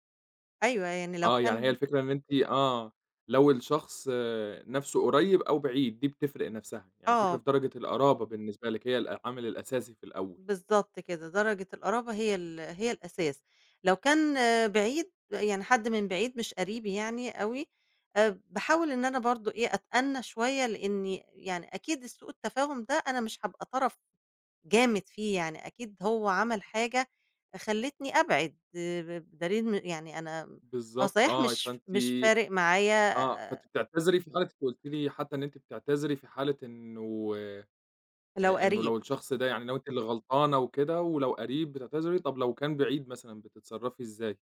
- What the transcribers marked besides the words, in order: none
- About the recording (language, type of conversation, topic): Arabic, podcast, إزاي أصلّح علاقتي بعد سوء تفاهم كبير؟